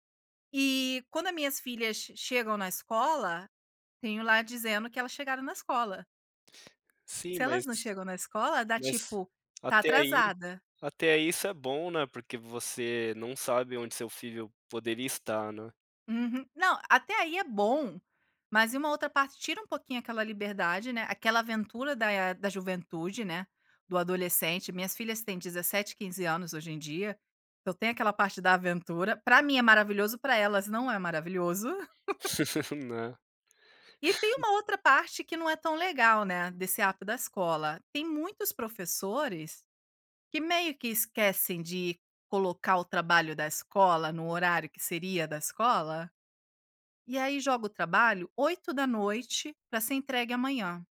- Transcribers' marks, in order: giggle; laugh
- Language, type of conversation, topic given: Portuguese, podcast, Como incentivar a autonomia sem deixar de proteger?
- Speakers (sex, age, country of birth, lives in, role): female, 40-44, Brazil, Italy, guest; male, 35-39, Brazil, Canada, host